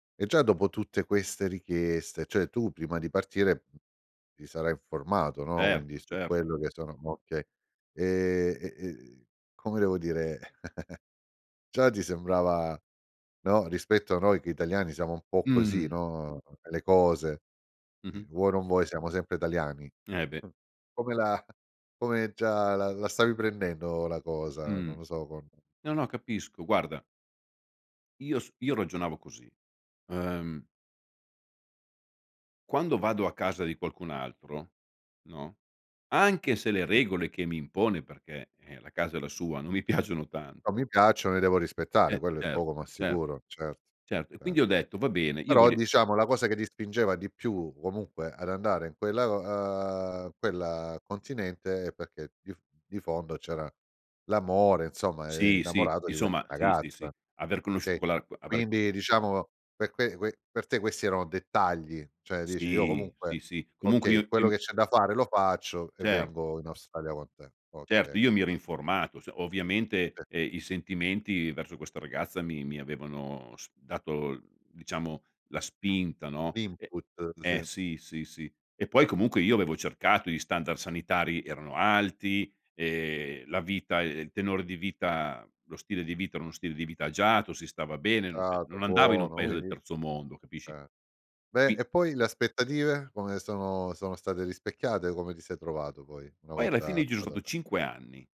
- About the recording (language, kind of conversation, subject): Italian, podcast, Hai mai lasciato qualcosa di sicuro per provare altro?
- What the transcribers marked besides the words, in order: chuckle; chuckle; laughing while speaking: "non mi piacciono"; tapping; drawn out: "ehm"; "Okay" said as "chei"; in English: "L'input"